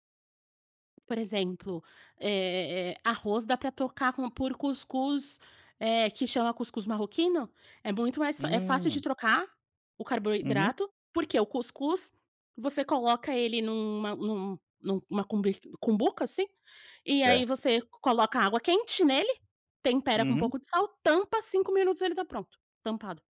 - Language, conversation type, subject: Portuguese, podcast, Como você adapta receitas antigas para a correria do dia a dia?
- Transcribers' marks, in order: tapping